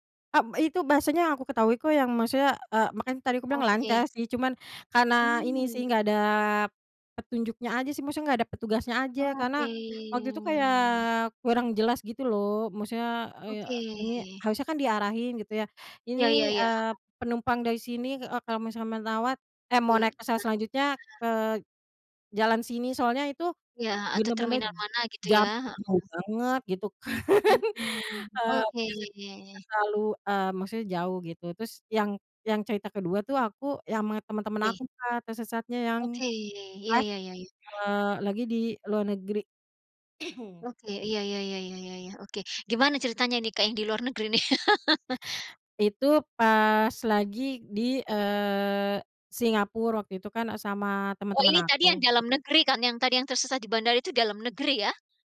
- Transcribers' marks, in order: drawn out: "Oke"; drawn out: "Oke"; laughing while speaking: "kan"; cough; laugh
- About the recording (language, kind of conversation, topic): Indonesian, podcast, Pernah tersesat saat jalan-jalan, pelajaran apa yang kamu dapat?